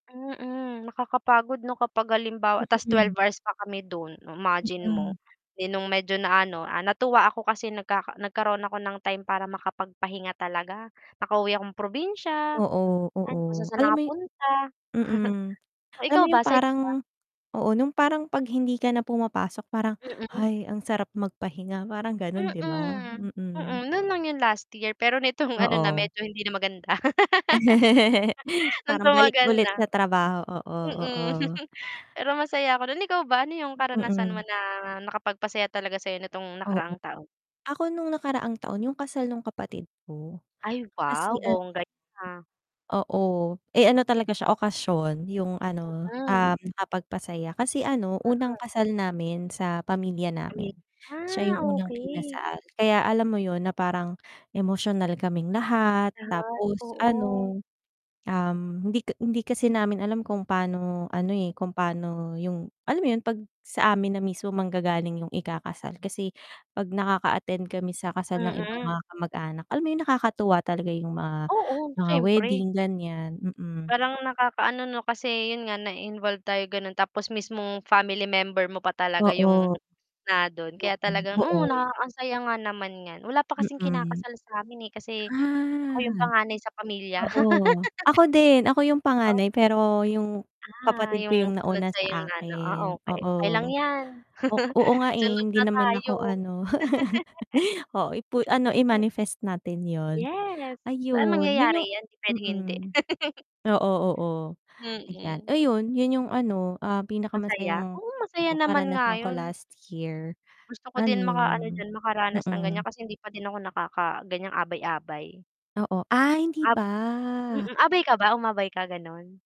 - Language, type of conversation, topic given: Filipino, unstructured, Ano ang pinakamasayang karanasan mo noong nakaraang taon?
- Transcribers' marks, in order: distorted speech; static; chuckle; breath; chuckle; giggle; laugh; chuckle; tapping; mechanical hum; unintelligible speech; scoff; drawn out: "Ah"; laugh; chuckle; laugh; laugh